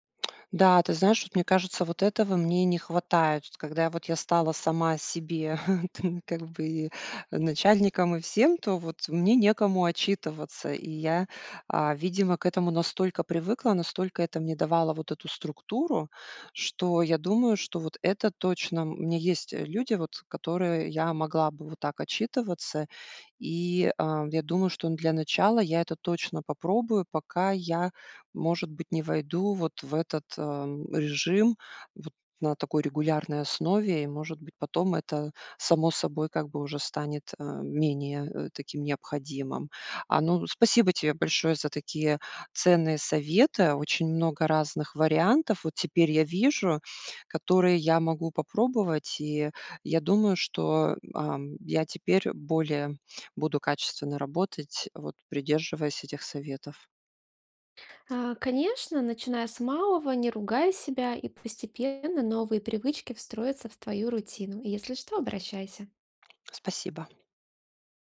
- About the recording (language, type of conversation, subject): Russian, advice, Как прошёл ваш переход на удалённую работу и как изменился ваш распорядок дня?
- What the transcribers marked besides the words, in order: tapping; chuckle; other background noise